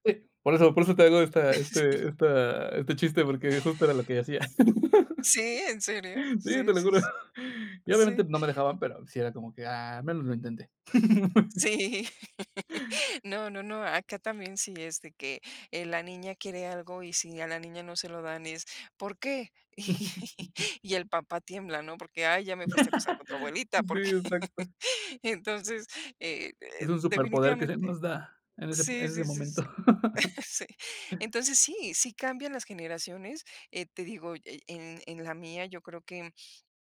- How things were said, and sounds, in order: unintelligible speech; laughing while speaking: "Sí"; chuckle; tapping; laugh; laughing while speaking: "Sí, te lo juro"; laughing while speaking: "Sí"; laugh; laughing while speaking: "Y"; chuckle; laugh; laugh; chuckle
- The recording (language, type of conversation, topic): Spanish, podcast, ¿Qué papel tienen los abuelos en las familias modernas, según tú?